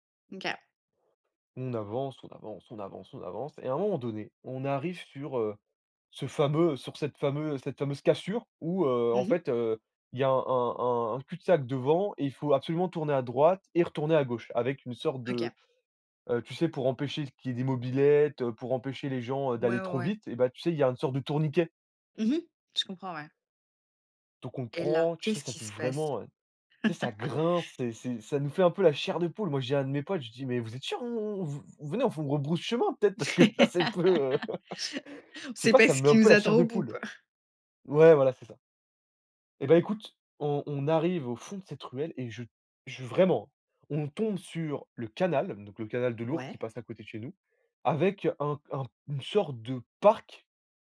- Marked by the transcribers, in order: laugh; laugh; laughing while speaking: "parce que, là, c'est un peu"; laugh; stressed: "parc"
- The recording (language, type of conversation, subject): French, podcast, Quel coin secret conseillerais-tu dans ta ville ?